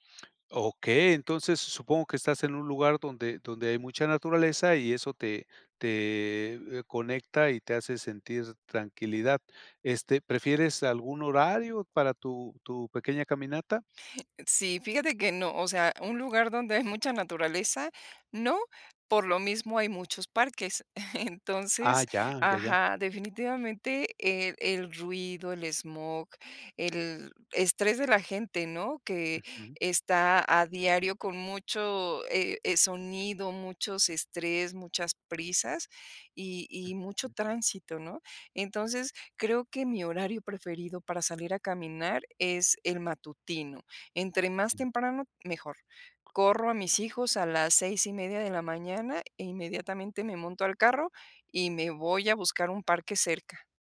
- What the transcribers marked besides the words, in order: chuckle; other background noise
- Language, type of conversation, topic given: Spanish, podcast, ¿Qué pequeño placer cotidiano te alegra el día?